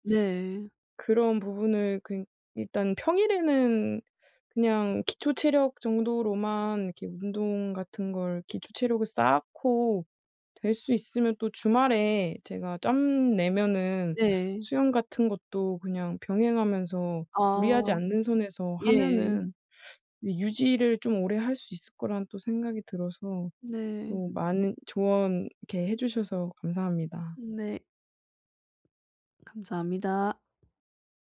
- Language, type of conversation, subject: Korean, advice, 시간 관리를 하면서 일과 취미를 어떻게 잘 병행할 수 있을까요?
- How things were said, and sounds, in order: tapping